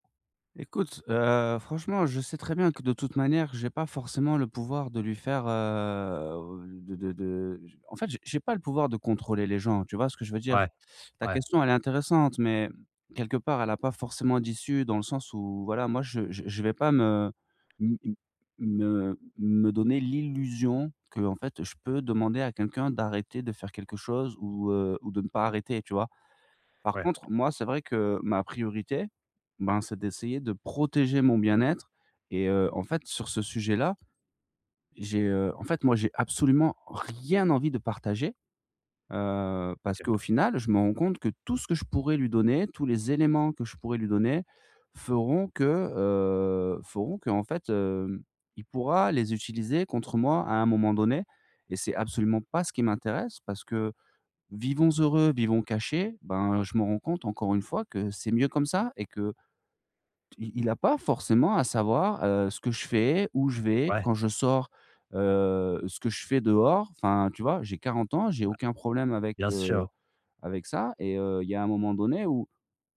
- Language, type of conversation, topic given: French, advice, Comment puis-je établir des limites saines au sein de ma famille ?
- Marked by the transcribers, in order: tapping; drawn out: "heu"; stressed: "protéger"; stressed: "rien"; other background noise; drawn out: "heu"